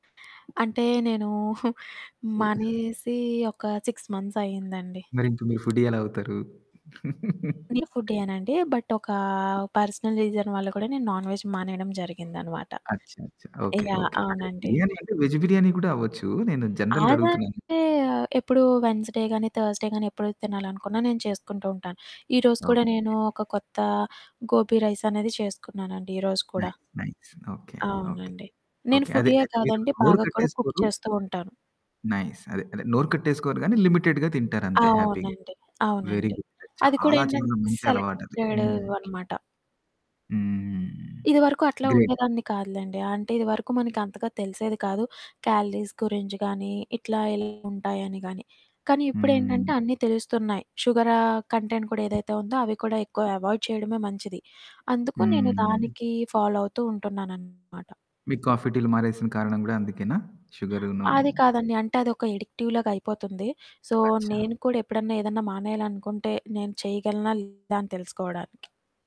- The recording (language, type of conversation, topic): Telugu, podcast, సీజన్లు మారుతున్నప్పుడు మన ఆహార అలవాట్లు ఎలా మారుతాయి?
- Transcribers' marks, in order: other background noise; giggle; in English: "సిక్స్ మంత్స్"; in English: "ఫుడ్డీ"; chuckle; in English: "బట్"; in English: "పర్సనల్ రీజన్"; in English: "నాన్‌వెజ్"; in Hindi: "అఛ్ఛా! అఛ్ఛా!"; in English: "వెజ్"; in English: "జనరల్‌గా"; in English: "వెన్స్‌డే"; in English: "థర్స్‌డే"; in Hindi: "గోబీ"; in English: "నైస్. నైస్"; in English: "కుక్"; in English: "నైస్"; in English: "లిమిటెడ్‌గా"; in English: "హ్యాపీగా. వెరీ‌గుడ్"; in English: "సెలెక్టెడ్"; in English: "గ్రేట్"; in English: "క్యాలరీస్"; distorted speech; in English: "కంటెంట్"; in English: "అవాయిడ్"; in English: "ఫాలో"; in English: "కాఫీ"; in English: "అడిక్టివ్"; in English: "సో"; in Hindi: "అఛ్ఛా!"